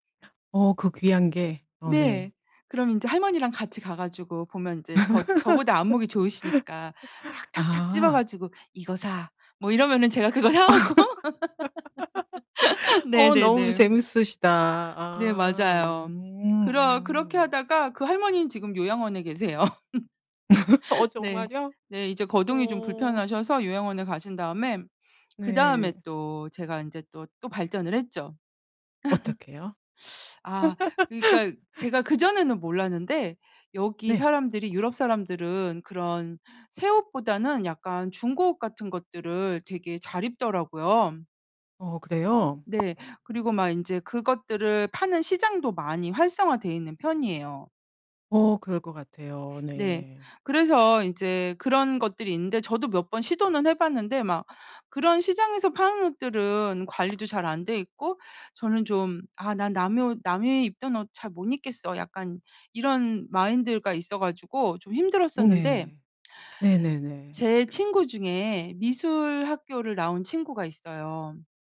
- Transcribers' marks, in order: laugh; laugh; laughing while speaking: "사 오고"; laugh; other background noise; laughing while speaking: "계세요"; laugh; laugh; laugh
- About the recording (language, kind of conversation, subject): Korean, podcast, 중고 옷이나 빈티지 옷을 즐겨 입으시나요? 그 이유는 무엇인가요?